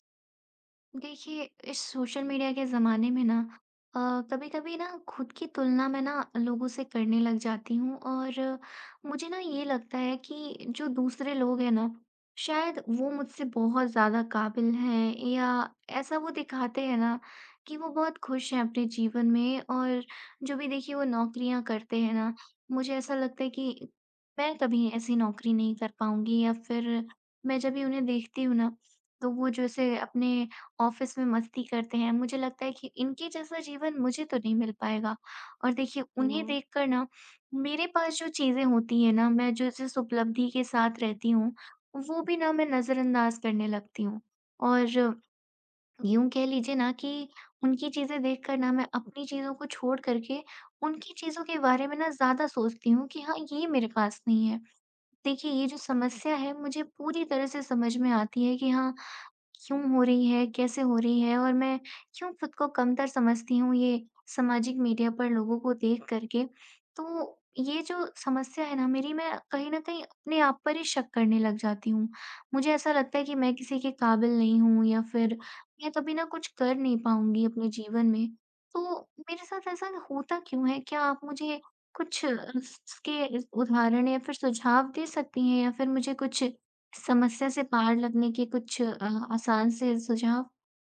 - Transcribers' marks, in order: in English: "ऑफ़िस"; other noise
- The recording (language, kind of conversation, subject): Hindi, advice, सोशल मीडिया पर दूसरों से तुलना करने के कारण आपको अपनी काबिलियत पर शक क्यों होने लगता है?